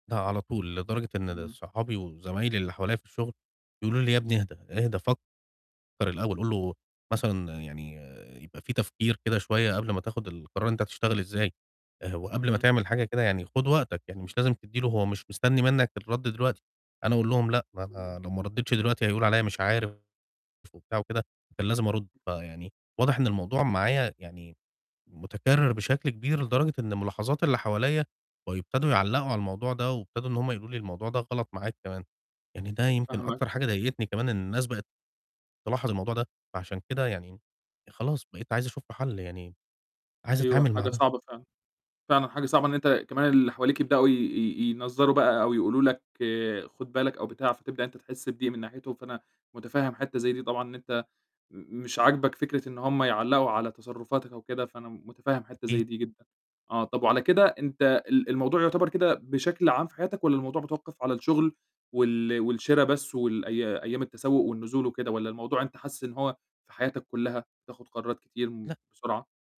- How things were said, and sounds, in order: distorted speech
- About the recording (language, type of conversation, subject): Arabic, advice, إزاي أقدر أبطل اندفاعي في اتخاذ قرارات وبعدين أندم عليها؟